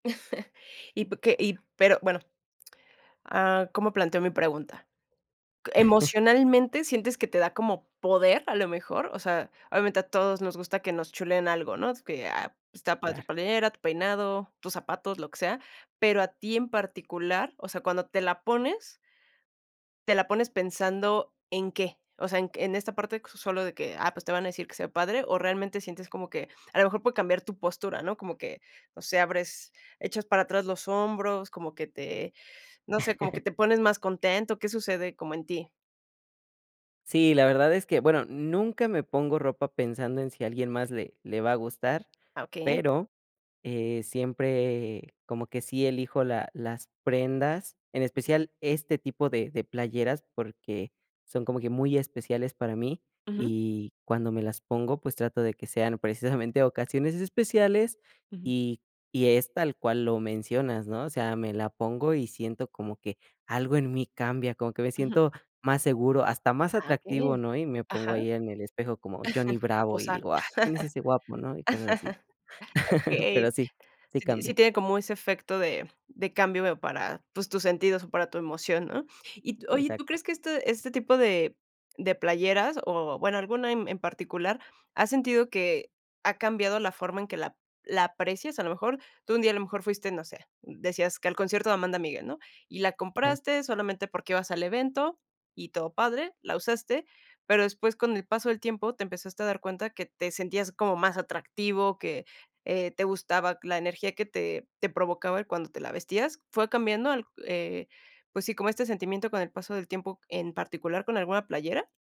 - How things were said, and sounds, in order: chuckle; chuckle; chuckle; other background noise; chuckle; laugh; laugh
- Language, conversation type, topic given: Spanish, podcast, ¿Puedes contarme sobre una prenda que te define?